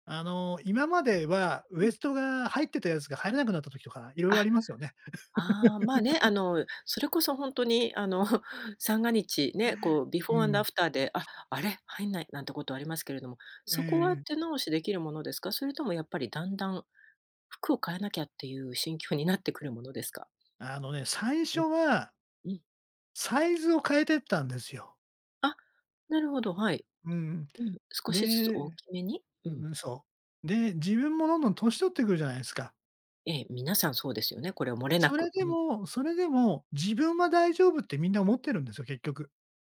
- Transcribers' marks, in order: laugh; chuckle; in English: "ビフォーアンドアフター"; other background noise
- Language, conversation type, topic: Japanese, podcast, 服で「なりたい自分」を作るには？